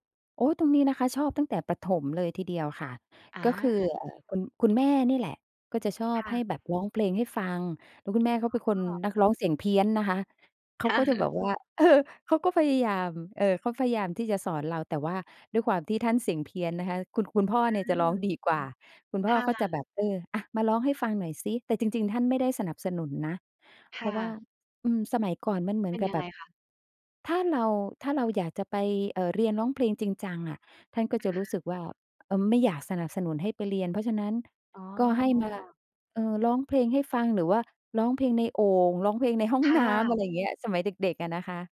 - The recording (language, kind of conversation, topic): Thai, podcast, งานอดิเรกที่คุณหลงใหลมากที่สุดคืออะไร และเล่าให้ฟังหน่อยได้ไหม?
- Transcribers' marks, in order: other background noise; chuckle; laughing while speaking: "เออ"; tapping